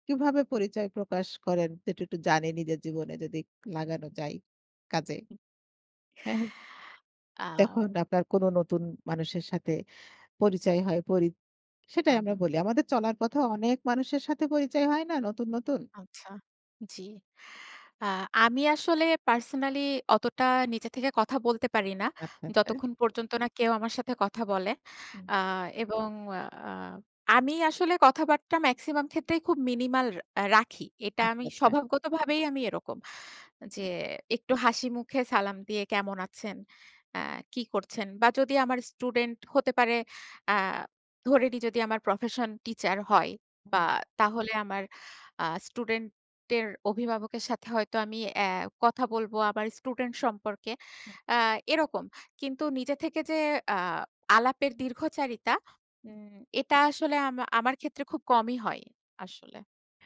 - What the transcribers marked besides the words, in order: other background noise; tapping
- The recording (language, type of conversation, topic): Bengali, unstructured, তোমার পরিচয় তোমাকে কীভাবে প্রভাবিত করে?